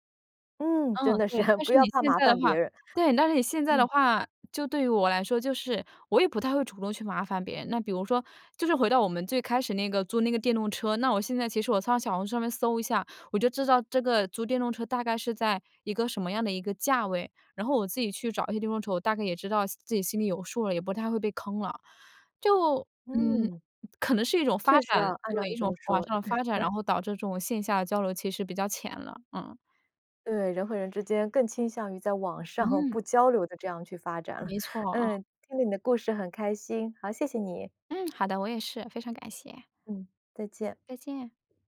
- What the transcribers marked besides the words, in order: laugh; laugh; laughing while speaking: "上"
- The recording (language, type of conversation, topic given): Chinese, podcast, 在旅途中你如何结交当地朋友？